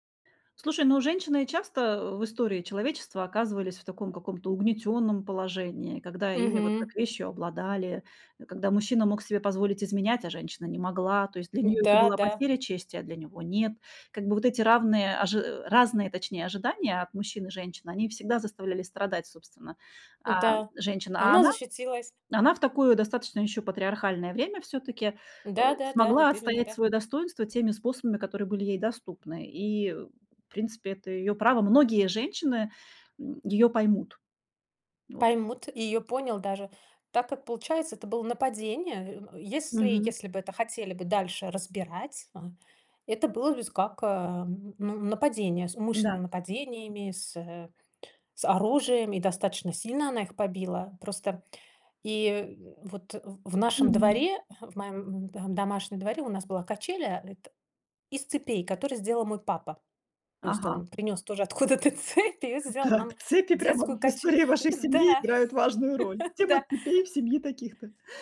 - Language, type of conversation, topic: Russian, podcast, Есть ли в вашей семье истории, которые вы рассказываете снова и снова?
- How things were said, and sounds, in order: other background noise; laughing while speaking: "откуда-то цепь"; laughing while speaking: "цепи прямо в истории вашей семьи играют важную роль"; laugh